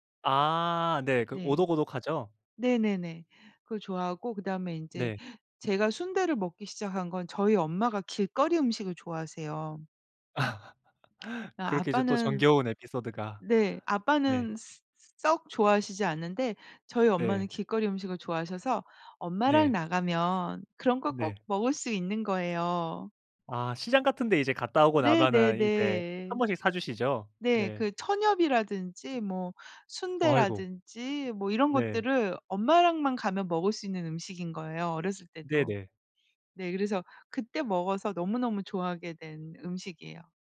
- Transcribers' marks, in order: laugh
- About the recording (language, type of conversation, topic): Korean, podcast, 가장 좋아하는 길거리 음식은 무엇인가요?